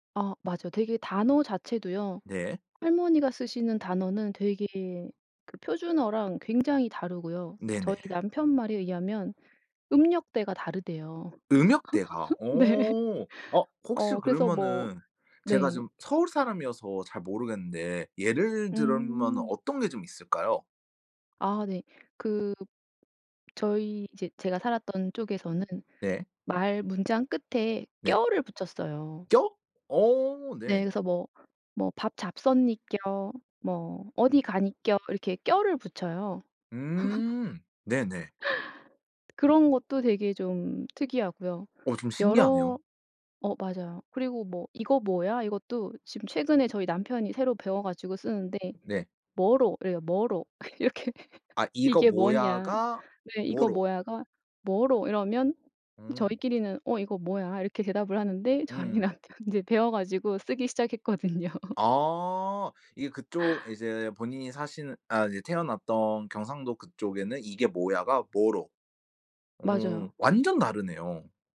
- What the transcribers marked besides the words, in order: other background noise; laugh; laughing while speaking: "네"; tapping; laugh; laughing while speaking: "이렇게"; laughing while speaking: "저희 남편 이제 배워 가지고 쓰기 시작했거든요"
- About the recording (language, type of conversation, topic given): Korean, podcast, 어렸을 때 집에서 쓰던 말투나 사투리가 있으신가요?